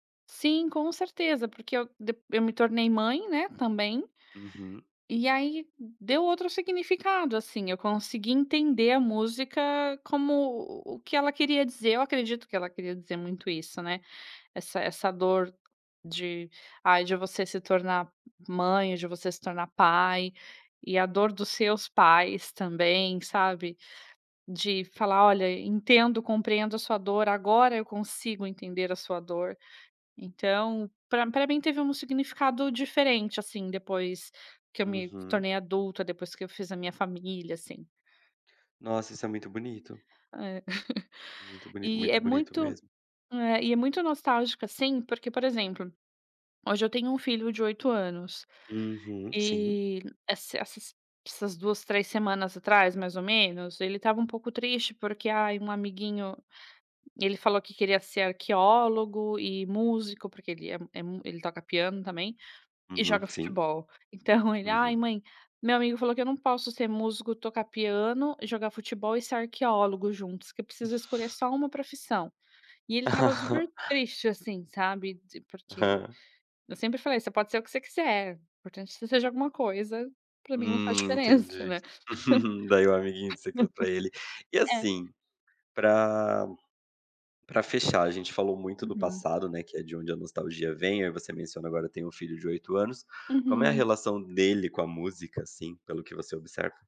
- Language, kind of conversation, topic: Portuguese, podcast, Questão sobre o papel da nostalgia nas escolhas musicais
- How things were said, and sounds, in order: tapping; chuckle; laughing while speaking: "Então"; other background noise; laugh; chuckle; laughing while speaking: "diferença, né"; laugh